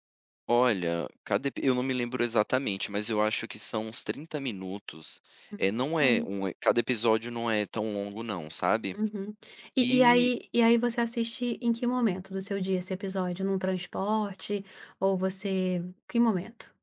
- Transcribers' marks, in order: none
- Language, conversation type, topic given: Portuguese, podcast, Quais hábitos ajudam você a aprender melhor todos os dias?